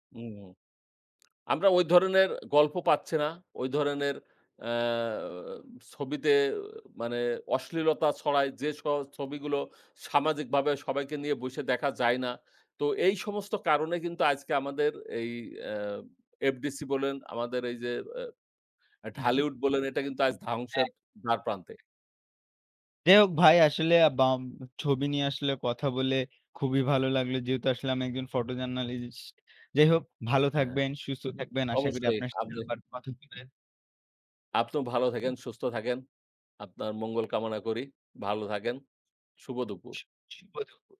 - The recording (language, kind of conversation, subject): Bengali, unstructured, ছবির মাধ্যমে গল্প বলা কেন গুরুত্বপূর্ণ?
- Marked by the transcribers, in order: tapping; "ভাবে" said as "বাবে"; "আজকে" said as "আইজকে"; "ধ্বংসের" said as "ধাংশের"; in English: "photojournalist"